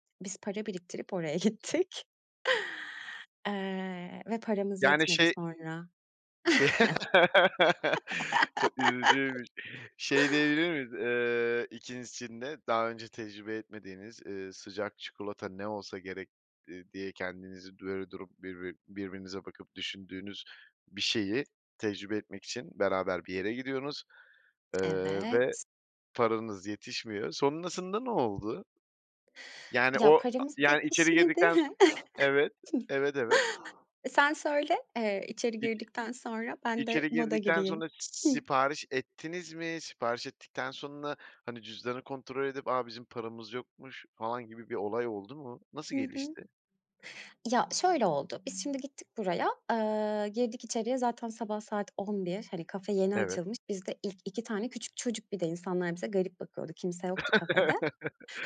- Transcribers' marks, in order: trusting: "gittik"; laugh; laugh; tapping; other background noise; chuckle; chuckle
- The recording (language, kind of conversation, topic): Turkish, podcast, En yakın dostluğunuz nasıl başladı, kısaca anlatır mısınız?